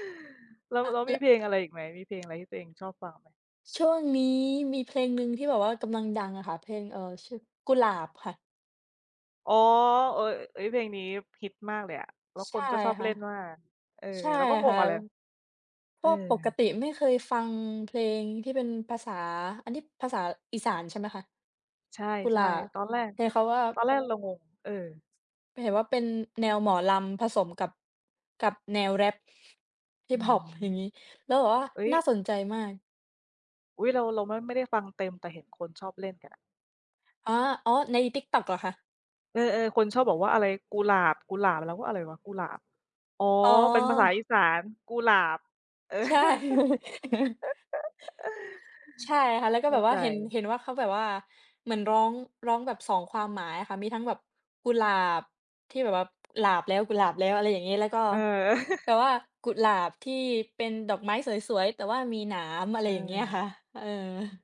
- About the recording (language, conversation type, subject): Thai, unstructured, เพลงโปรดของคุณสื่อสารความรู้สึกอะไรบ้าง?
- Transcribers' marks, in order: tapping; other background noise; laugh; laugh; chuckle